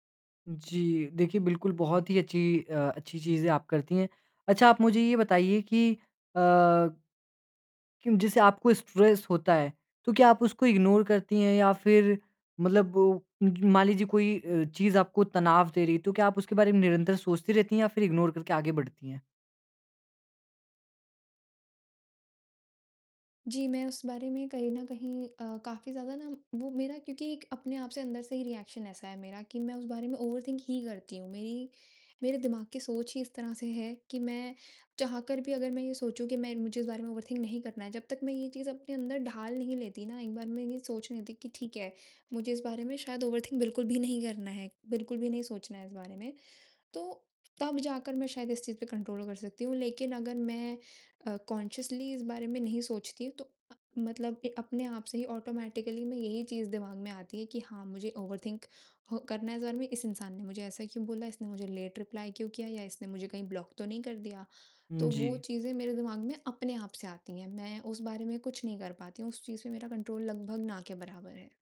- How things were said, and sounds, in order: in English: "स्ट्रेस"; in English: "इग्नोर"; in English: "इग्नोर"; distorted speech; in English: "रिएक्शन"; in English: "ओवरथिंक"; in English: "ओवरथिंक"; in English: "ओवरथिंक"; in English: "कंट्रोल"; in English: "कॉन्ससियसली"; in English: "ऑटोमेटिकली"; in English: "ओवरथिंक"; in English: "लेट रिप्लाई"; in English: "ब्लॉक"; in English: "कंट्रोल"
- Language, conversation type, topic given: Hindi, advice, चिंता को संभालने के लिए मैं कौन-से व्यावहारिक कदम उठा सकता/सकती हूँ?